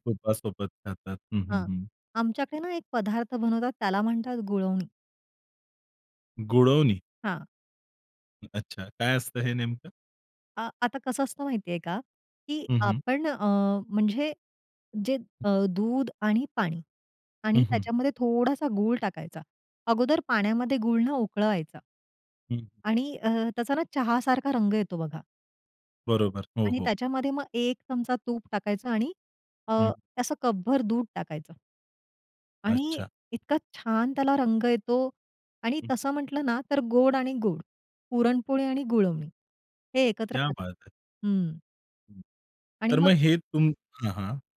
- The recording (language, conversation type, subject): Marathi, podcast, तुमच्या घरच्या खास पारंपरिक जेवणाबद्दल तुम्हाला काय आठवतं?
- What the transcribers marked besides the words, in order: tapping; in Hindi: "क्या बात है!"